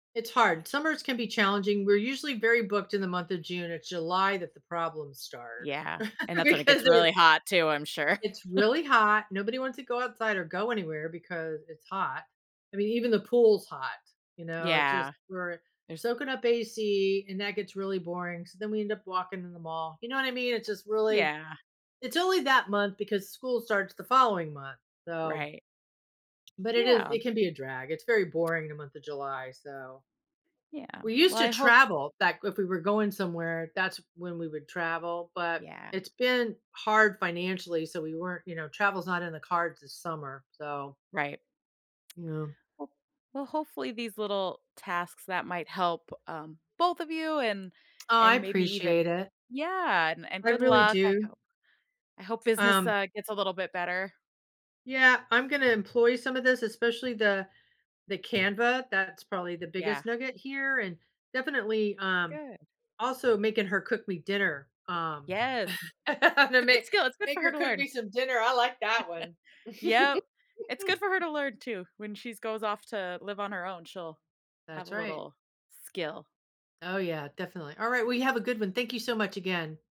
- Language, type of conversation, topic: English, advice, How can I balance work responsibilities with meaningful family time?
- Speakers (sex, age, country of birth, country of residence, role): female, 35-39, United States, United States, advisor; female, 60-64, United States, United States, user
- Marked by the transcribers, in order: laugh; laughing while speaking: "because it"; chuckle; other background noise; chuckle; laugh; laughing while speaking: "gonna make"; chuckle; chuckle